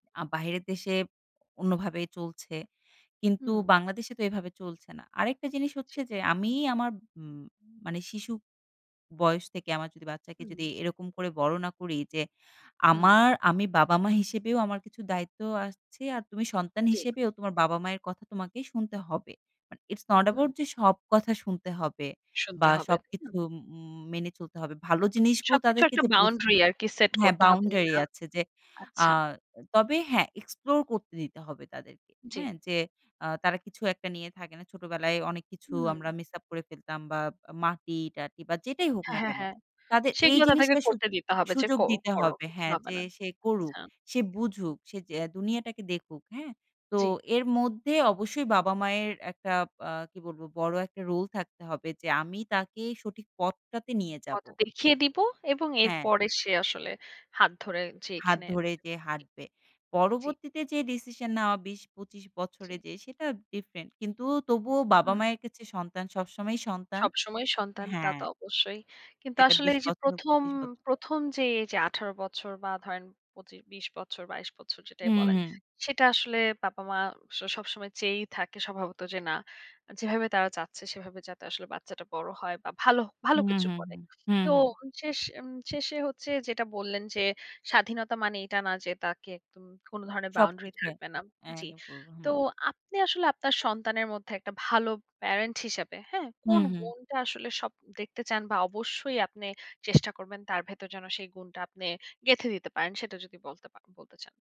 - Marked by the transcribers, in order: in English: "বাট ইটস নট এবাউট"; in English: "এক্সপ্লোর"; in English: "মিস আপ"; tapping; in English: "ডিফারেন্ট"; in English: "এলাউ"; in English: "প্যারেন্ট"
- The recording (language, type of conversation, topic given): Bengali, podcast, ভাল মা-বাবা হওয়া বলতে আপনার কাছে কী বোঝায়?